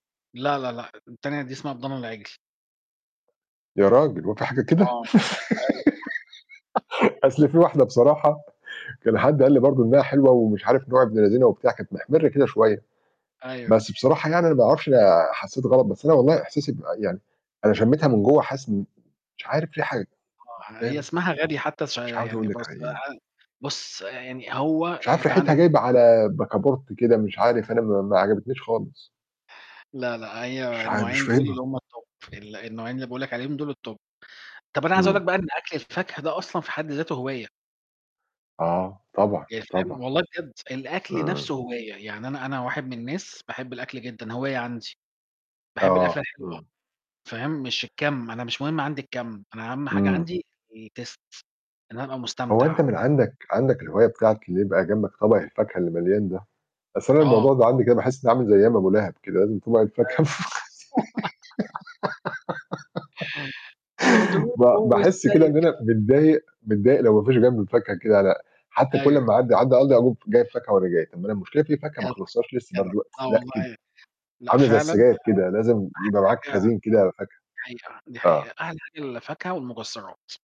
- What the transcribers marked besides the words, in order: distorted speech; laugh; unintelligible speech; in English: "الTop"; in English: "الTop"; tapping; in English: "الTaste"; laugh; static; unintelligible speech; tsk; other background noise; "والمكسّرات" said as "المجسّرات"
- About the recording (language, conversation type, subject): Arabic, unstructured, إزاي تقنع حد يجرّب هواية جديدة؟